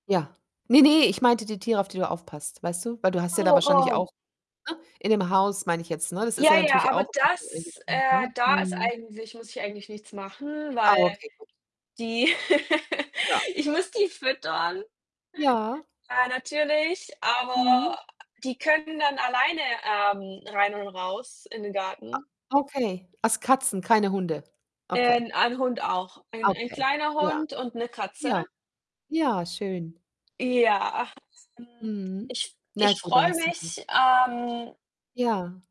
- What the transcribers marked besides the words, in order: distorted speech; unintelligible speech; other background noise; laugh
- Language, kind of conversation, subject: German, unstructured, Was macht für dich einen perfekten freien Tag aus?